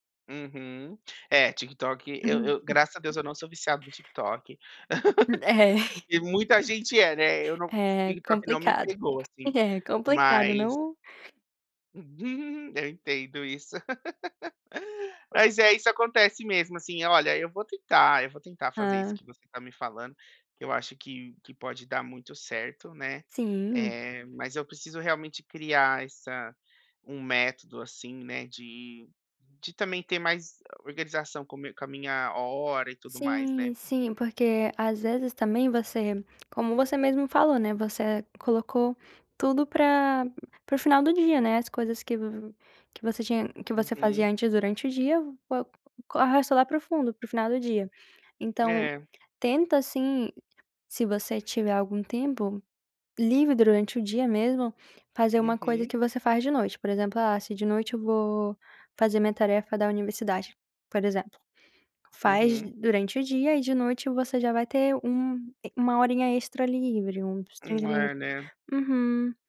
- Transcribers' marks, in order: chuckle; laugh; other background noise; chuckle; laugh
- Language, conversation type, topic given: Portuguese, advice, Como posso criar uma rotina matinal revigorante para acordar com mais energia?